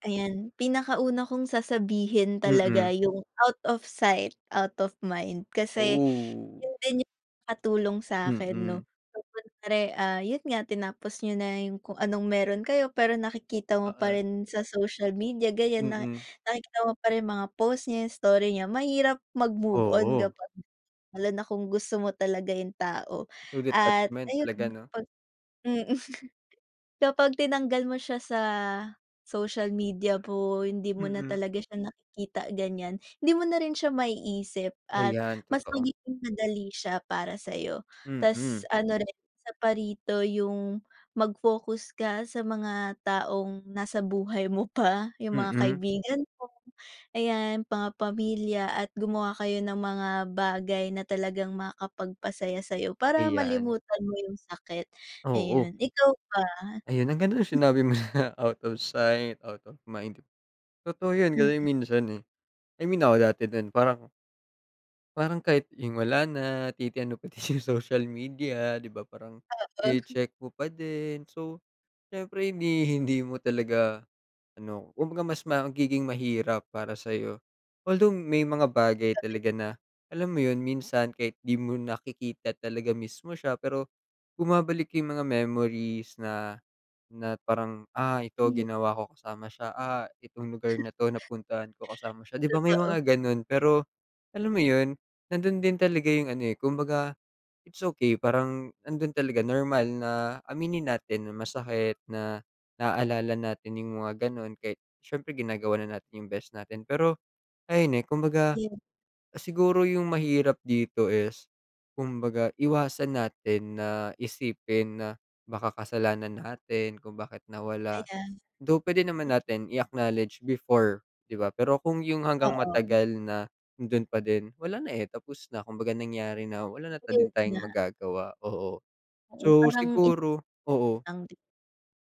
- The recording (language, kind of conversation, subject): Filipino, unstructured, Paano mo tinutulungan ang iyong sarili na makapagpatuloy sa kabila ng sakit?
- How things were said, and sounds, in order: tapping; in English: "out of sight, out of mind"; chuckle; in English: "out of sight out of mind"; laughing while speaking: "social media"